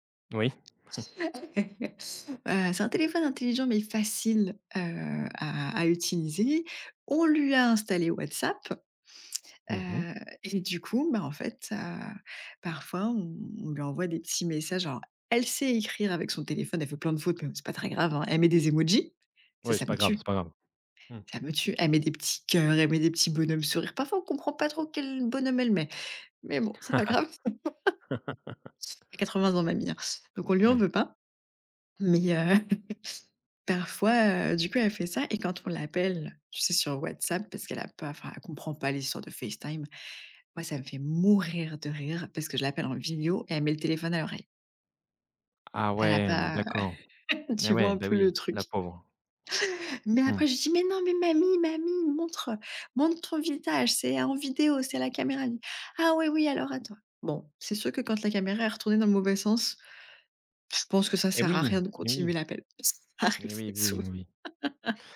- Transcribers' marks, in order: laughing while speaking: "Mmh"; chuckle; tsk; laugh; laugh; stressed: "mourir"; chuckle; put-on voice: "Mais non, mais mamie mamie … à la caméra"; put-on voice: "Ah oui, oui, alors attends"; laughing while speaking: "Ça arrive, c'est souv"; laugh
- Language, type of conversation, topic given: French, podcast, Comment la technologie transforme-t-elle les liens entre grands-parents et petits-enfants ?